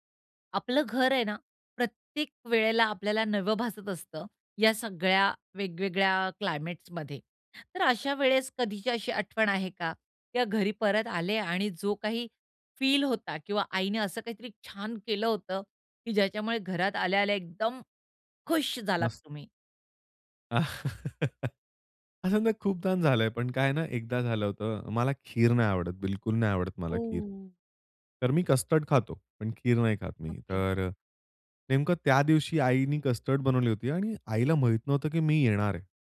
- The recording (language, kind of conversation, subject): Marathi, podcast, घराबाहेरून येताना तुम्हाला घरातला उबदारपणा कसा जाणवतो?
- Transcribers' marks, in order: in English: "क्लायमेट्समध्ये"; laugh